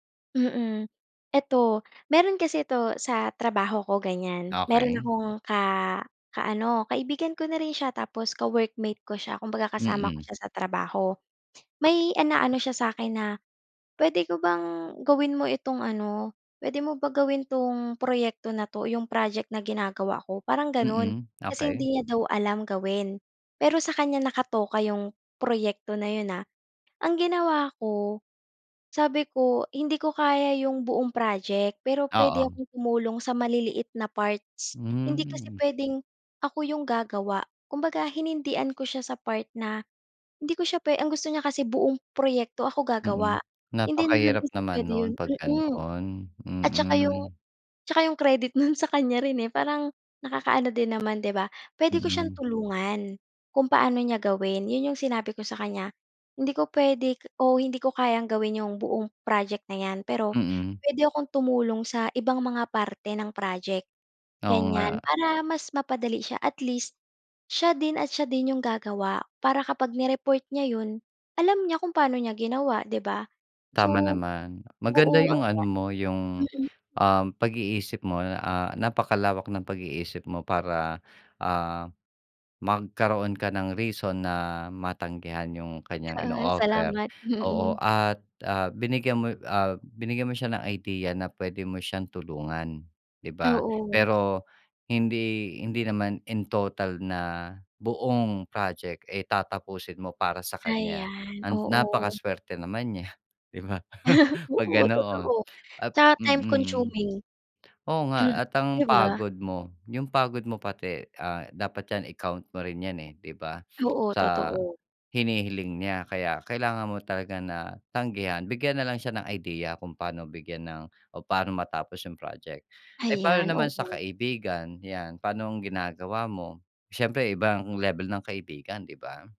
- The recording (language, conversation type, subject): Filipino, podcast, Paano ka tumatanggi nang hindi nakakasakit?
- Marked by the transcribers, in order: other background noise; tapping; fan; laughing while speaking: "no'n sa kanya rin, eh"; laughing while speaking: "Mm"; laughing while speaking: "niya, di ba?"; chuckle